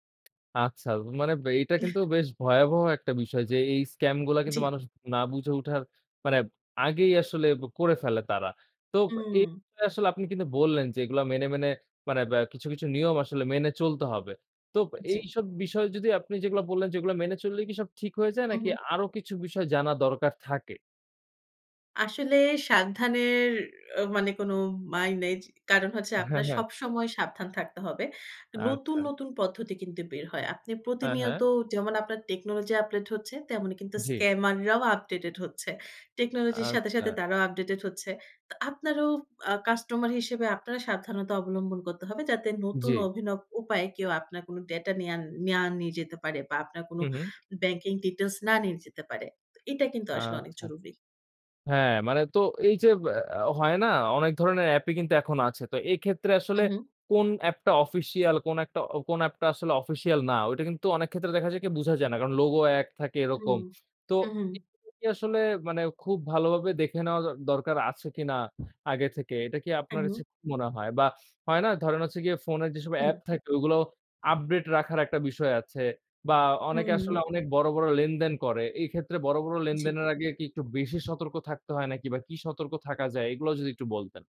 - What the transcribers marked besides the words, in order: chuckle; "তো" said as "তোব"; tapping; other noise
- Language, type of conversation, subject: Bengali, podcast, ই-পেমেন্ট ব্যবহার করার সময় আপনার মতে সবচেয়ে বড় সতর্কতা কী?